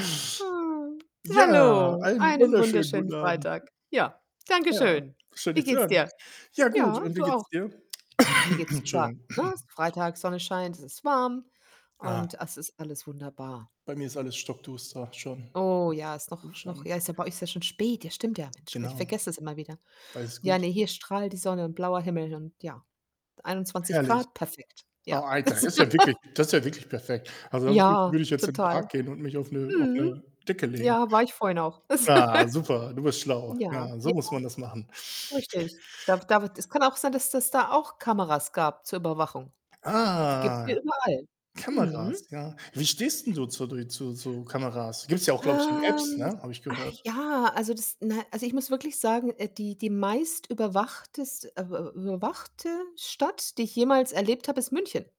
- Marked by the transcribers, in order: joyful: "Ah"; static; other background noise; distorted speech; cough; throat clearing; tapping; chuckle; chuckle; mechanical hum; drawn out: "Ah"; drawn out: "Ähm"
- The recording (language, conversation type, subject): German, unstructured, Wie stehst du zur Überwachung durch Kameras oder Apps?